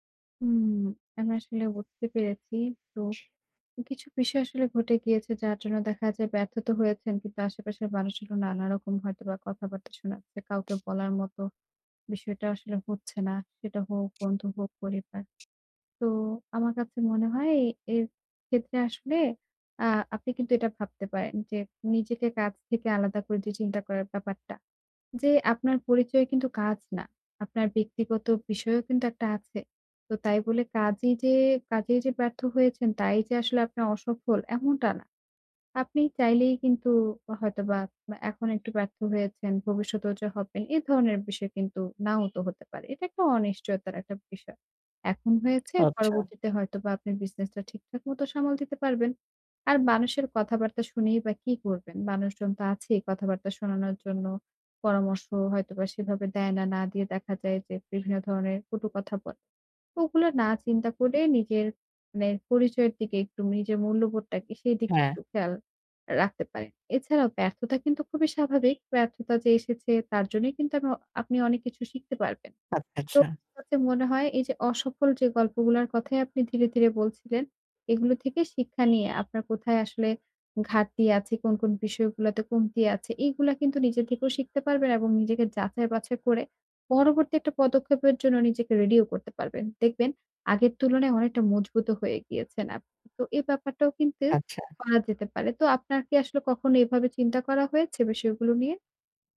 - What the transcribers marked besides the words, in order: other background noise; horn; unintelligible speech
- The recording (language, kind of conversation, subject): Bengali, advice, ব্যর্থ হলে কীভাবে নিজের মূল্য কম ভাবা বন্ধ করতে পারি?
- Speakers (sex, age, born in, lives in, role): female, 25-29, Bangladesh, Bangladesh, advisor; male, 18-19, Bangladesh, Bangladesh, user